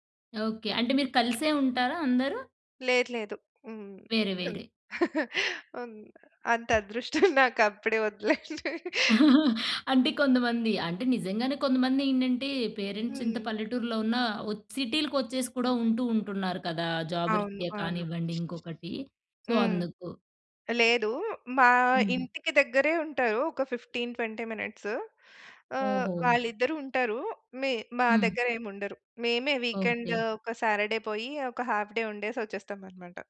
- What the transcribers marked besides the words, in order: other noise; chuckle; tapping; laughing while speaking: "నాకప్పుడే వద్దులేండి"; chuckle; other background noise; in English: "సో"; in English: "ఫిఫ్టీన్ ట్వెంటీ మినిట్స్"; in English: "హాఫ్ డే"
- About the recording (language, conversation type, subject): Telugu, podcast, అత్తా‑మామలతో మంచి సంబంధం ఉండేందుకు మీరు సాధారణంగా ఏమి చేస్తారు?
- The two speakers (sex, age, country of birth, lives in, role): female, 30-34, India, India, host; female, 40-44, India, India, guest